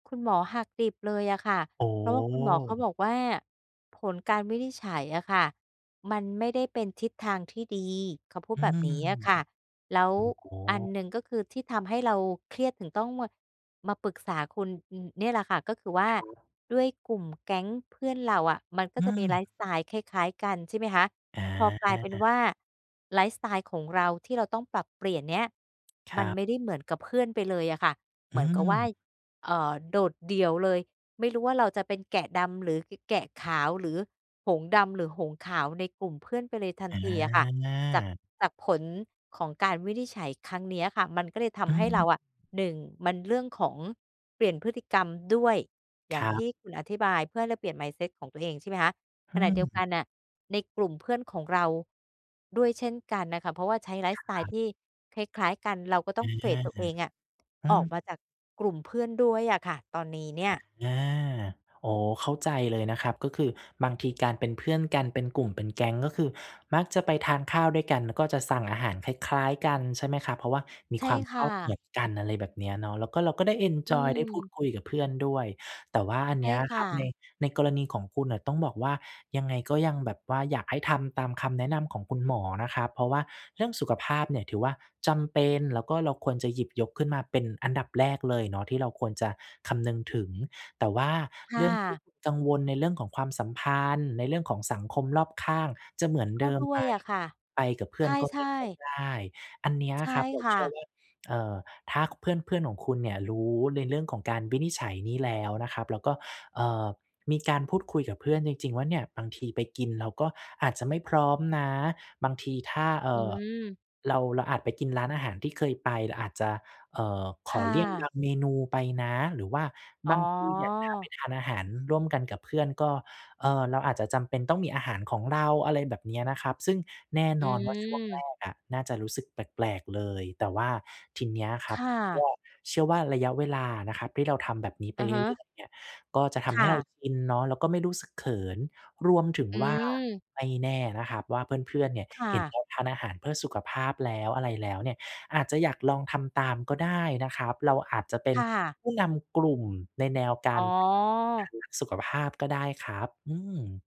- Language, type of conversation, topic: Thai, advice, คุณปรับตัวอย่างไรเมื่อสุขภาพเปลี่ยนไปหรือเพิ่งได้รับการวินิจฉัยใหม่?
- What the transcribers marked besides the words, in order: other background noise; tapping; drawn out: "อา"; in English: "เฟด"